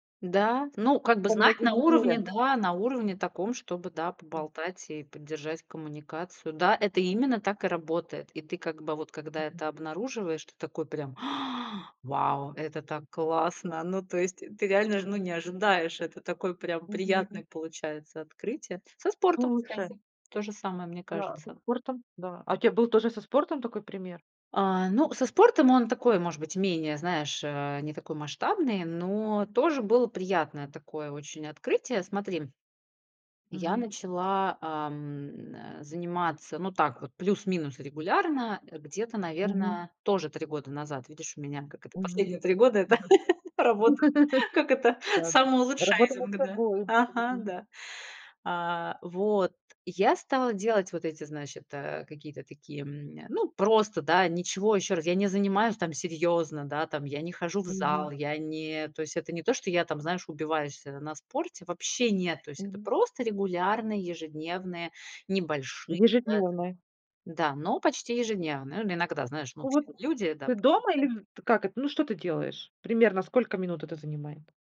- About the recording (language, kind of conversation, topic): Russian, podcast, Как маленькие шаги приводят к большим изменениям?
- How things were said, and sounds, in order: gasp; other background noise; chuckle; unintelligible speech